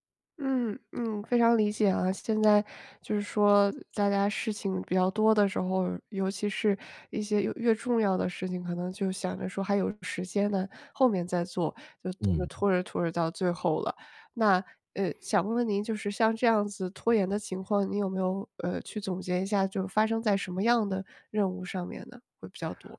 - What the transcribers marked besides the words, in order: none
- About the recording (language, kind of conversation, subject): Chinese, advice, 我怎样才能停止拖延并养成新习惯？